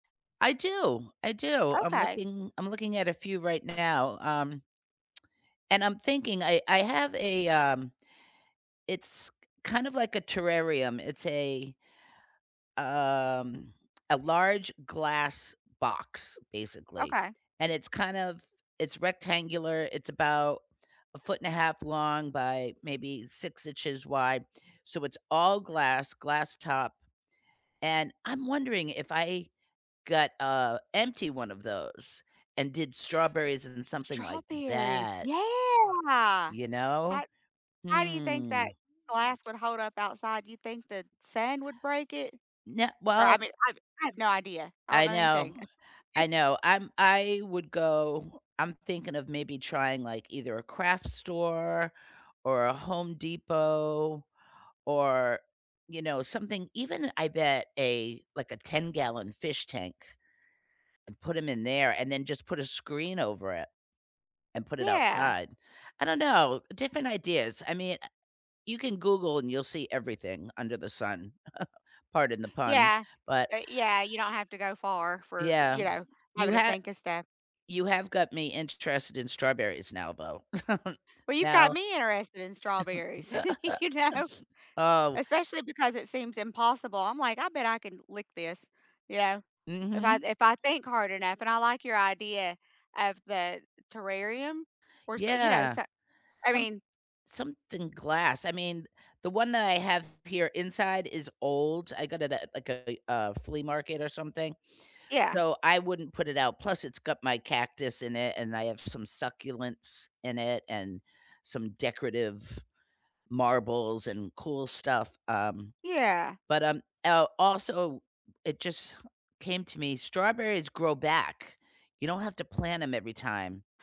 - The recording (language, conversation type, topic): English, unstructured, During a busy week, what small moments in nature help you reset, and how do you make space for them?
- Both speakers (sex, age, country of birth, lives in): female, 50-54, United States, United States; female, 60-64, United States, United States
- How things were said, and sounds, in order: tapping; other background noise; drawn out: "um"; drawn out: "yeah"; tongue click; other noise; chuckle; chuckle; chuckle; laughing while speaking: "you know?"; laugh